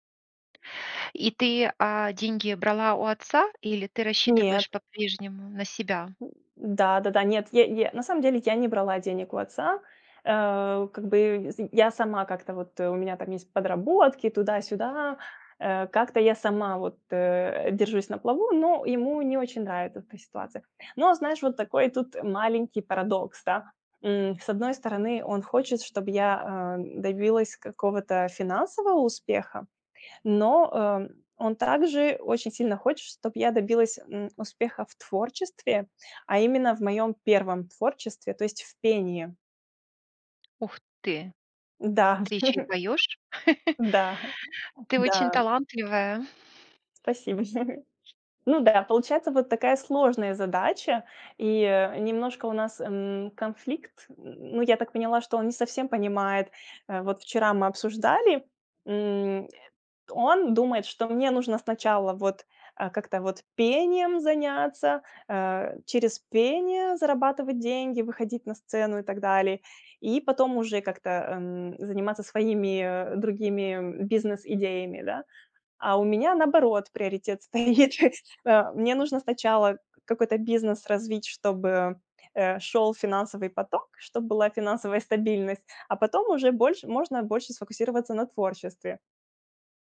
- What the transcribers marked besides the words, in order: tapping; chuckle; other background noise; laugh; laughing while speaking: "стоит"
- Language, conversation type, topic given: Russian, advice, Как понять, что для меня означает успех, если я боюсь не соответствовать ожиданиям других?
- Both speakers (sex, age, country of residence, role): female, 35-39, France, user; female, 50-54, United States, advisor